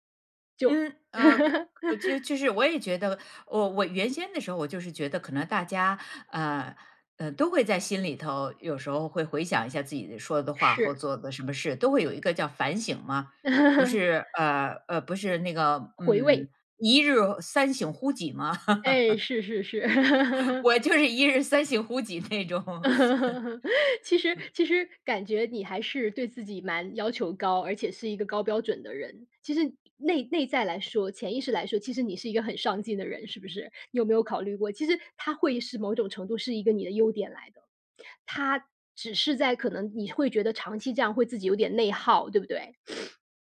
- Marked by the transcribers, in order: laugh; laugh; laugh; joyful: "我就是一日三行乎己那种"; laugh; other background noise; laugh; chuckle; other noise
- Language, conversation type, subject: Chinese, advice, 我该如何描述自己持续自我贬低的内心对话？